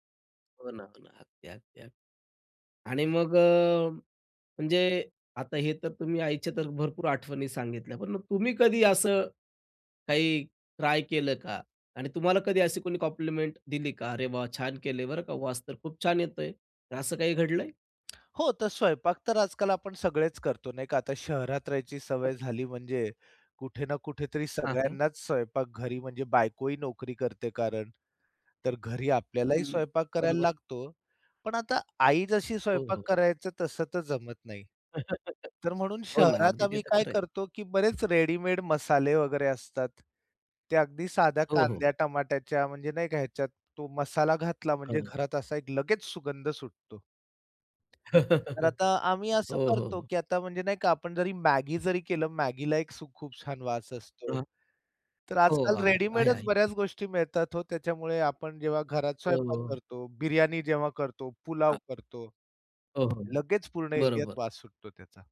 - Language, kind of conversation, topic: Marathi, podcast, किचनमधला सुगंध तुमच्या घरातला मूड कसा बदलतो असं तुम्हाला वाटतं?
- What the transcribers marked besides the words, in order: tapping; in English: "कॉम्प्लिमेंट"; lip smack; other background noise; laugh; laugh